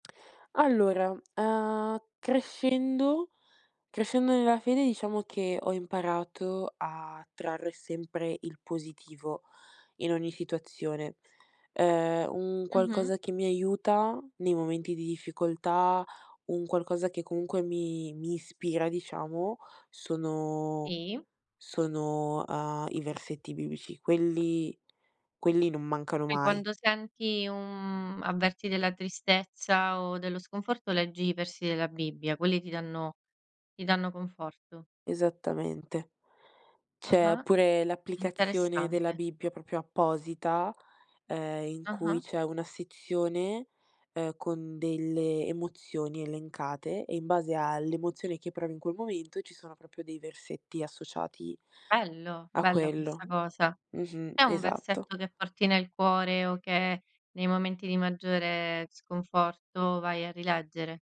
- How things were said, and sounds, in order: drawn out: "un"; "proprio" said as "propio"
- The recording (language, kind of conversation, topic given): Italian, podcast, Dove trovi ispirazione nella vita di tutti i giorni?